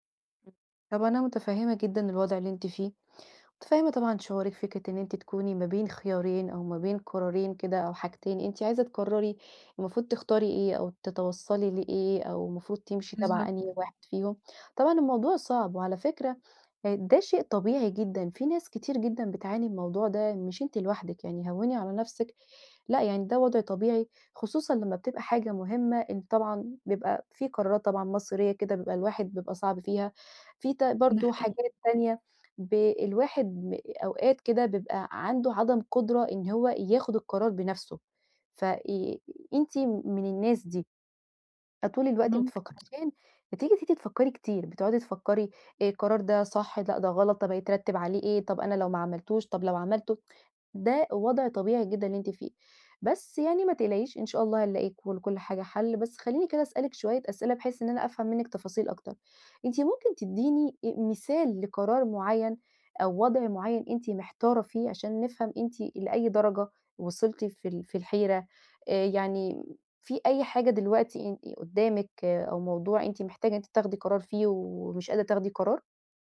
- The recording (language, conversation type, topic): Arabic, advice, إزاي أتعامل مع الشك وعدم اليقين وأنا باختار؟
- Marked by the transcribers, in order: tapping